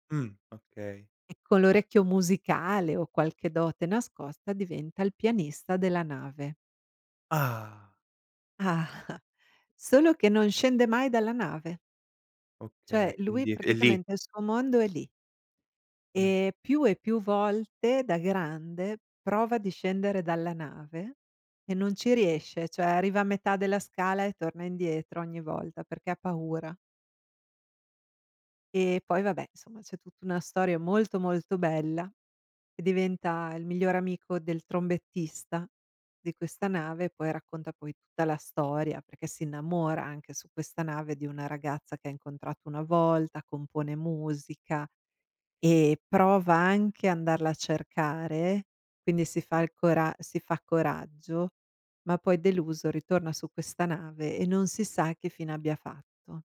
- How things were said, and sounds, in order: chuckle; "cioè" said as "ceh"; "insomma" said as "insoma"
- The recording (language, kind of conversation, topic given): Italian, podcast, Quale film ti fa tornare subito indietro nel tempo?